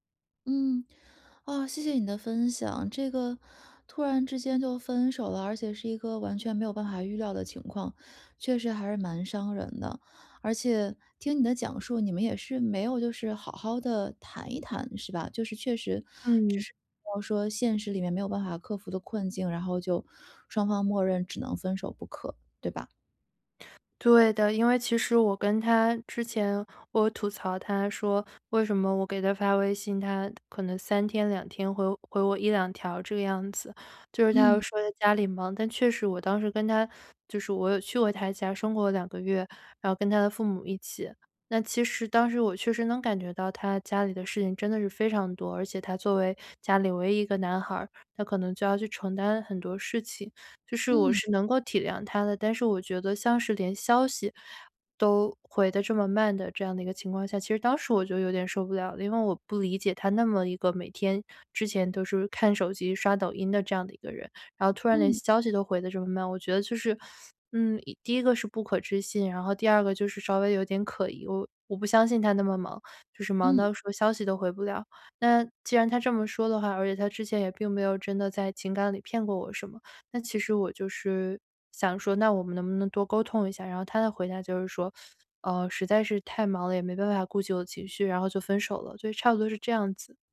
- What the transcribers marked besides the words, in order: other background noise
- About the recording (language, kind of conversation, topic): Chinese, advice, 分手后我该如何开始自我修复并实现成长？